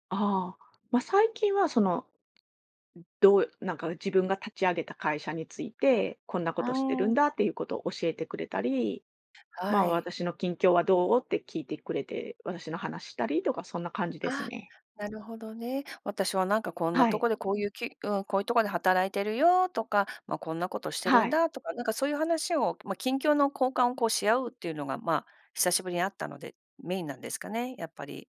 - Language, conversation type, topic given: Japanese, podcast, 旅先で一番印象に残った人は誰ですか？
- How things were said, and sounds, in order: tapping